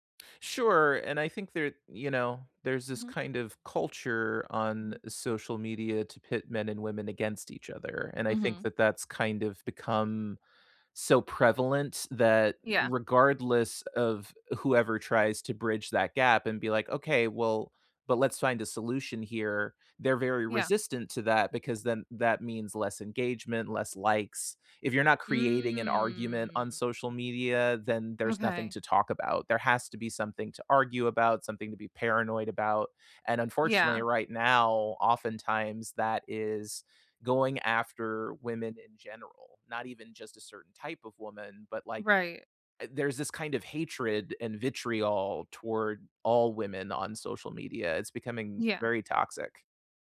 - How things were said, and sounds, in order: drawn out: "Mm"
- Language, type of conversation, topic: English, unstructured, How can I tell I'm holding someone else's expectations, not my own?